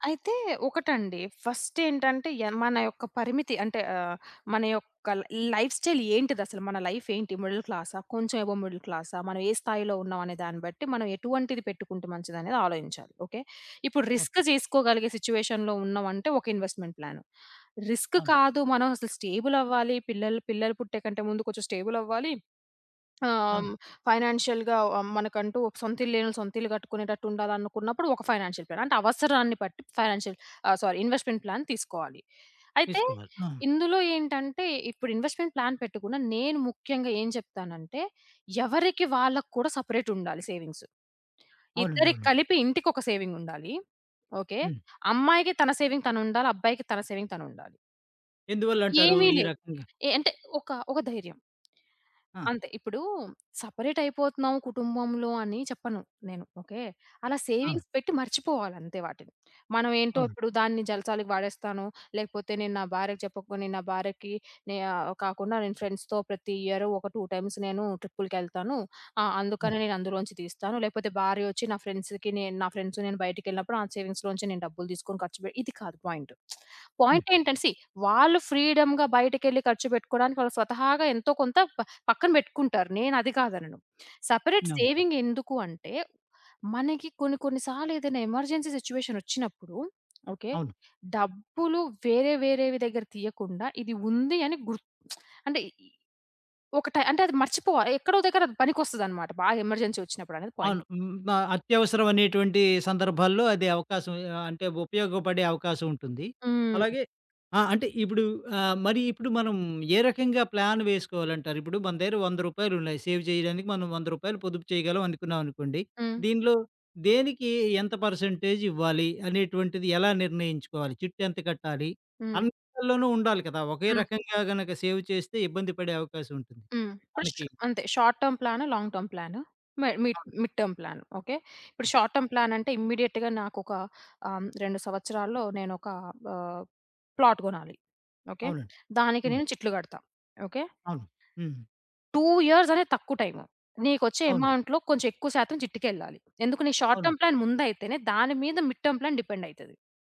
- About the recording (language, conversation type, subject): Telugu, podcast, ఆర్థిక విషయాలు జంటలో ఎలా చర్చిస్తారు?
- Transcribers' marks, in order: in English: "లైఫ్ స్టైల్"; in English: "మిడిల్"; in English: "అబోవ్ మిడిల్"; in English: "రిస్క్"; in English: "సిట్యుయేషన్‌లో"; in English: "ఇన్‌వెస్ట్‌మెంట్"; in English: "రిస్క్"; other background noise; in English: "ఫైనాన్షియల్‌గా"; in English: "ఫైనాన్షియల్ ప్లాన్"; in English: "ఫైనాన్షియల్"; in English: "సారీ ఇన్‌వెస్ట్‌మెంట్ ప్లాన్"; in English: "ఇన్‌వెస్ట్‌మెంట్ ప్లాన్"; in English: "సేవింగ్స్"; tapping; in English: "సేవింగ్"; in English: "సేవింగ్"; in English: "సేవింగ్స్"; in English: "ఫ్రెండ్స్‌తో"; in English: "టూ టైమ్స్"; in English: "ఫ్రెండ్స్‌కి"; in English: "ఫ్రెండ్స్"; in English: "సేవింగ్స్‌లో"; tsk; in English: "సీ"; in English: "ఫ్రీడమ్‌గా"; in English: "సెపరేట్ సేవింగ్"; in English: "ఎమర్జెన్సీ"; lip smack; in English: "ఎమర్జెన్సీ"; in English: "పాయింట్"; in English: "ప్లాన్"; in English: "సేవ్"; in English: "పర్సెంటేజ్"; in English: "సేవ్"; in English: "పుష్"; in English: "షార్ట్ టర్మ్"; in English: "లాంగ్ టర్మ్"; in English: "మిడ్ మిడ్ టర్మ్"; in English: "షార్ట్ టర్మ్"; in English: "ఇమీడియేట్‌గా"; in English: "ప్లాట్"; in English: "టూ ఇయర్స్"; in English: "అమౌంట్‌లో"; in English: "షార్ట్ టర్మ్ ప్లాన్"; in English: "మిడ్ టర్మ్ ప్లాన్"